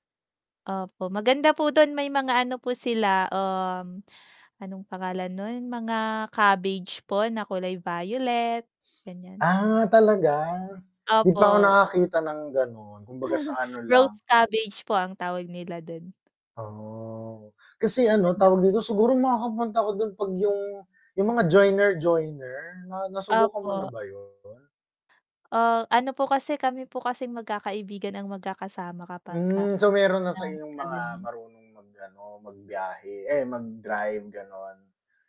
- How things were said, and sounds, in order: drawn out: "um"; distorted speech; static; drawn out: "Oh"; drawn out: "Hmm"
- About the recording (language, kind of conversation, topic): Filipino, unstructured, Paano ka nagsimula sa paborito mong libangan?